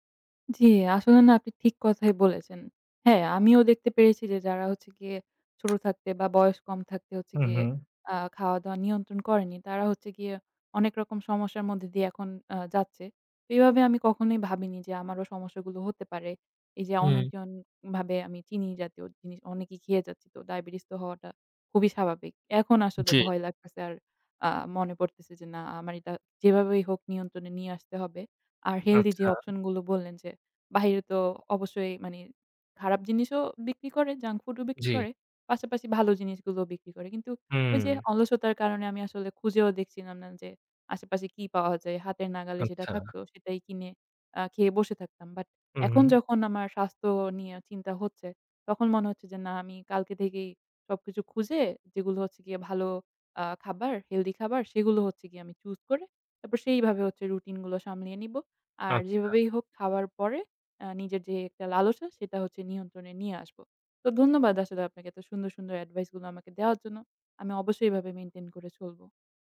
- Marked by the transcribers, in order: tapping
- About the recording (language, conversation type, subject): Bengali, advice, চিনি বা অস্বাস্থ্যকর খাবারের প্রবল লালসা কমাতে না পারা